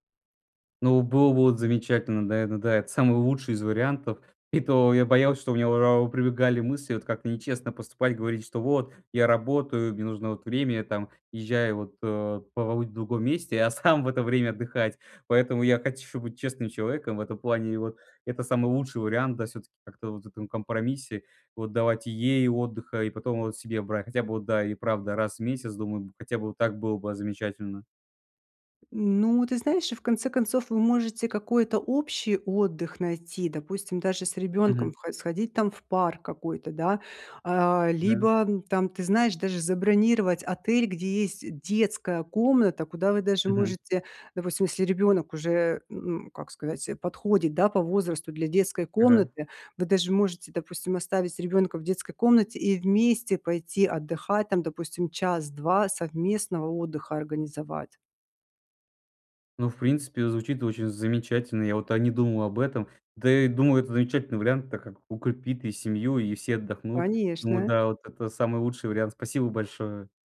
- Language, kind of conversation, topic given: Russian, advice, Как мне сочетать семейные обязанности с личной жизнью и не чувствовать вины?
- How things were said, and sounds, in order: "наверно" said as "даэна"; "уезжаю" said as "езжаю"; laughing while speaking: "сам"; tapping